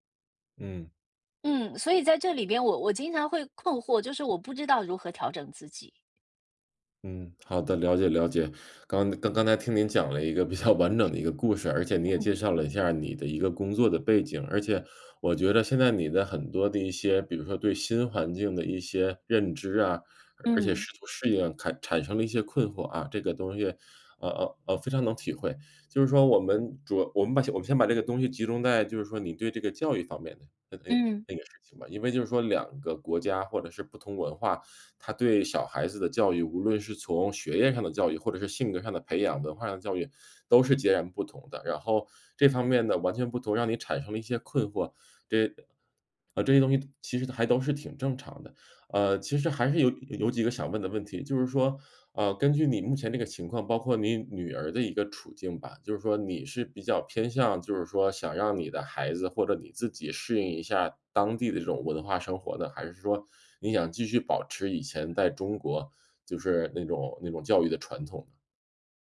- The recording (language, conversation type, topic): Chinese, advice, 我该如何调整期待，并在新环境中重建日常生活？
- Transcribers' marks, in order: teeth sucking; other background noise; laughing while speaking: "比较完整的"; teeth sucking